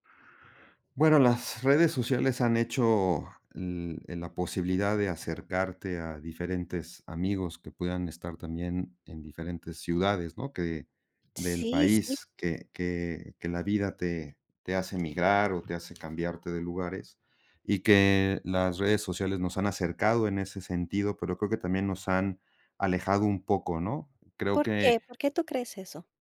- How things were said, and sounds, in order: tapping
- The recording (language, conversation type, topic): Spanish, podcast, ¿Cómo construyes amistades duraderas en la vida adulta?